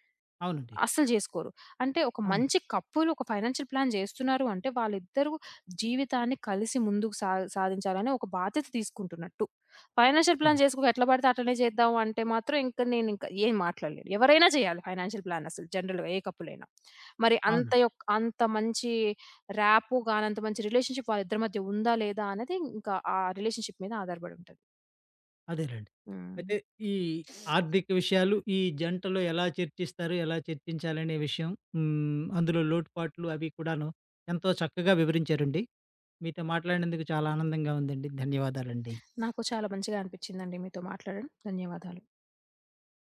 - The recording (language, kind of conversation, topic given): Telugu, podcast, ఆర్థిక విషయాలు జంటలో ఎలా చర్చిస్తారు?
- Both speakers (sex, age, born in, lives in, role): female, 25-29, India, India, guest; male, 50-54, India, India, host
- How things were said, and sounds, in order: in English: "ఫైనాన్షియల్ ప్లాన్"; in English: "ఫైనాన్షియల్ ప్లాన్"; in English: "ఫైనాన్షియల్ ప్లాన్"; in English: "జనరల్‌గా"; in English: "ర్యాపొ"; in English: "రిలేషన్‌షిప్"; in English: "రిలేషన్‌షిప్"; other background noise; tapping